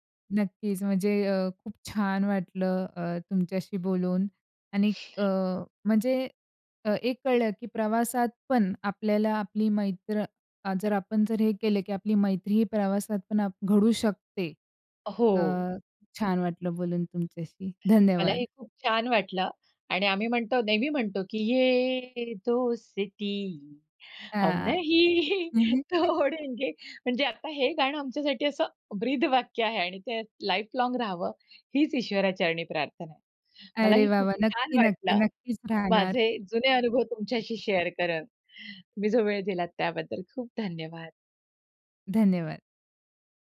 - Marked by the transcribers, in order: sniff; other noise; singing: "ये दोस्ती हम नहीं तोड़ेंगे"; laughing while speaking: "नहीं तोड़ेंगे"; chuckle; in English: "लाईफ लाँग"; in English: "शेअर"
- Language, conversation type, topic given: Marathi, podcast, प्रवासात भेटलेले मित्र दीर्घकाळ टिकणारे जिवलग मित्र कसे बनले?